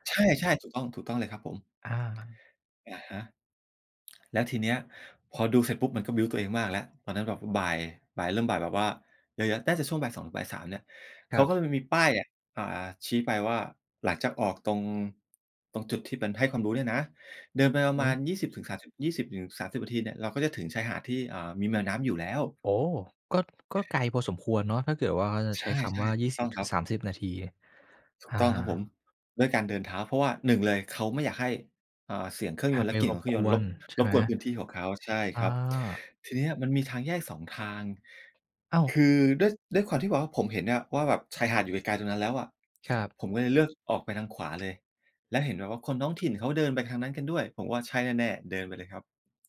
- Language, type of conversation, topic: Thai, podcast, คุณเคยมีครั้งไหนที่ความบังเอิญพาไปเจอเรื่องหรือสิ่งที่น่าจดจำไหม?
- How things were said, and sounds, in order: tapping; lip smack; other background noise